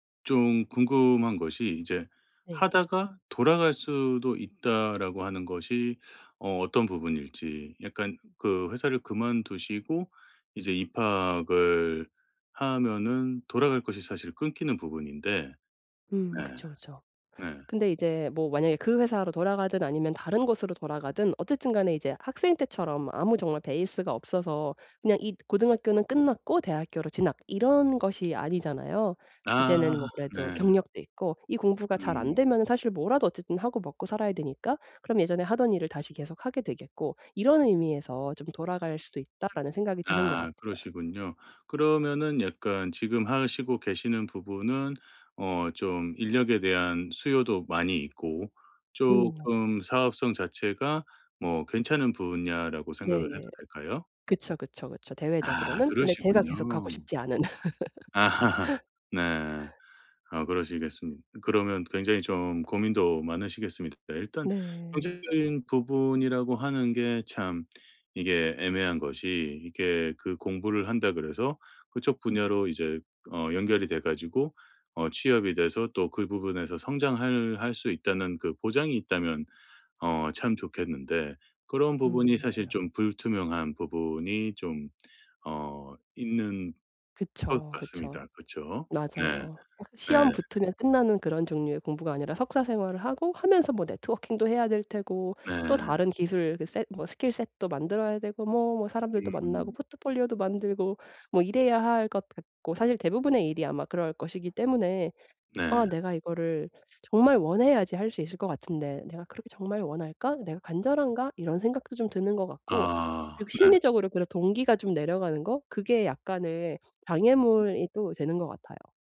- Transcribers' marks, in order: other background noise; laugh; in English: "networking도"; in English: "set"; in English: "skill set도"
- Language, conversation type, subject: Korean, advice, 내 목표를 이루는 데 어떤 장애물이 생길 수 있나요?